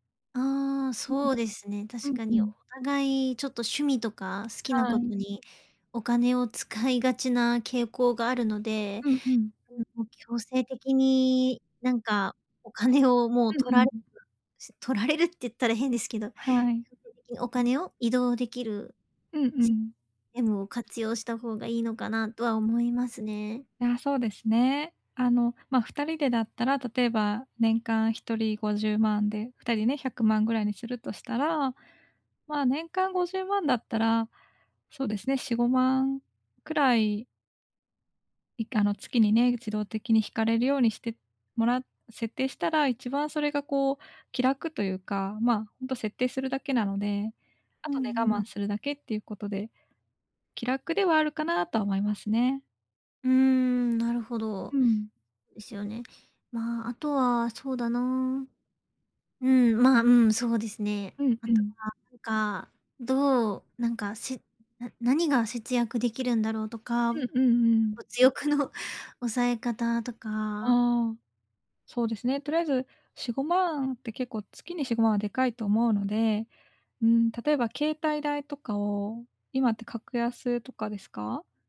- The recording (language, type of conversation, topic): Japanese, advice, パートナーとお金の話をどう始めればよいですか？
- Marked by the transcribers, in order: none